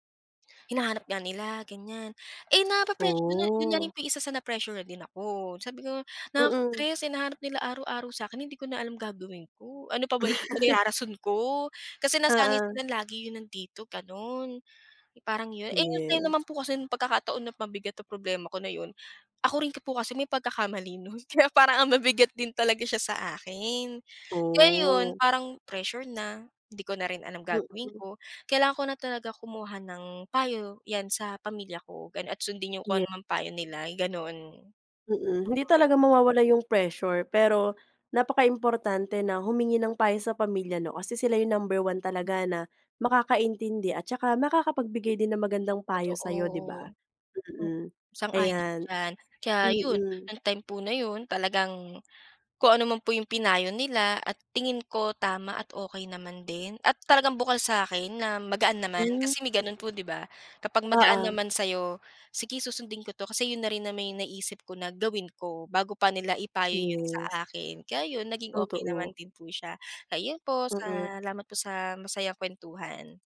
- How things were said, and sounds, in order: chuckle; laughing while speaking: "nun kaya parang ang bi bigat"
- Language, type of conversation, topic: Filipino, podcast, Paano mo hinaharap ang mga payo ng pamilya at mga kaibigan mo?